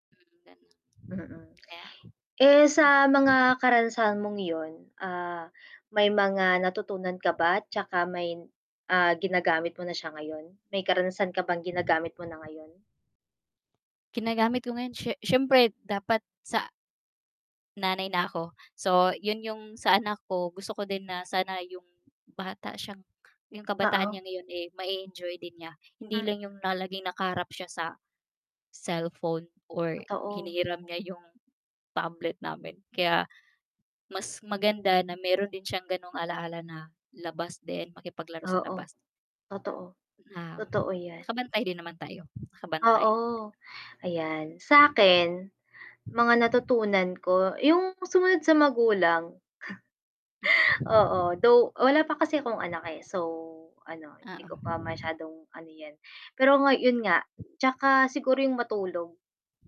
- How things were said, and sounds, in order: other background noise; distorted speech; unintelligible speech; static; chuckle; unintelligible speech
- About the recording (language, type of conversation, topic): Filipino, unstructured, Ano ang paborito mong alaala noong bata ka pa?